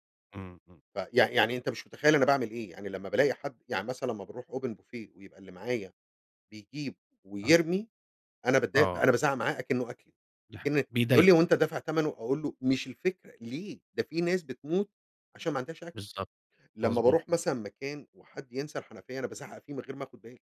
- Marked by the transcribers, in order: in English: "Open Buffet"; tapping
- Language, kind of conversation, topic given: Arabic, podcast, إزاي بتخطط لوجبات الأسبوع؟